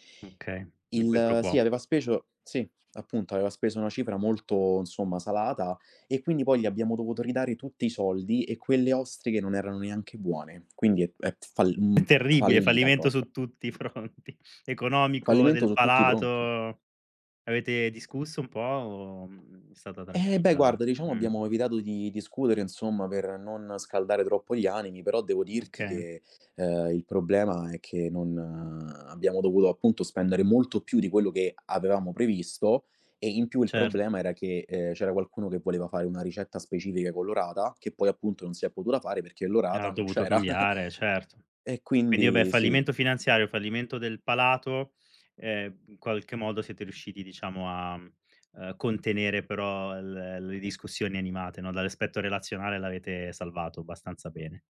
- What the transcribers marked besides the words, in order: "speso" said as "specio"; other background noise; laughing while speaking: "fronti"; tapping; giggle; background speech
- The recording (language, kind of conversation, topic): Italian, podcast, Come gestisci i pasti fuori casa o le cene con gli amici?